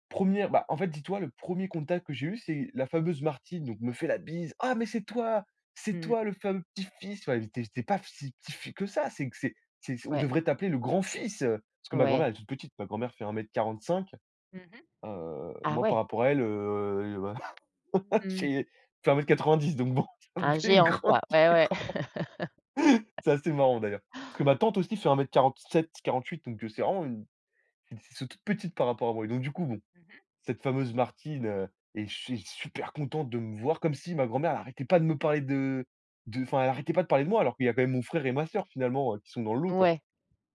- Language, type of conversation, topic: French, podcast, Quelle rencontre t’a appris quelque chose d’important ?
- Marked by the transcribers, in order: put-on voice: "Ah, mais c'est toi ! C'est toi le fameux petit-fils"; stressed: "petit-fils"; stressed: "fils"; tapping; laughing while speaking: "voilà"; chuckle; laughing while speaking: "bon, ça me fait une grande est grand"; laugh; stressed: "super"